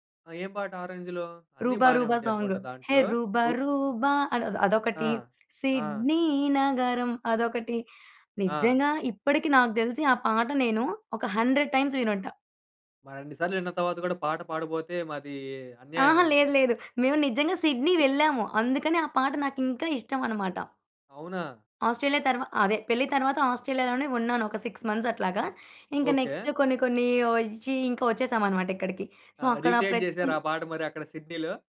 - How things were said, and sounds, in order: singing: "హే రూబ రూబా"; tapping; singing: "సిడ్నీ నగరం అదొకటి"; in English: "హండ్రెడ్ టైమ్స్"; in English: "సిక్స్ మంత్స్"; in English: "నెక్స్ట్"; in English: "సో"; in English: "రీక్రియేట్"
- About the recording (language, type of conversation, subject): Telugu, podcast, మీ జీవితానికి నేపథ్య సంగీతంలా మీకు మొదటగా గుర్తుండిపోయిన పాట ఏది?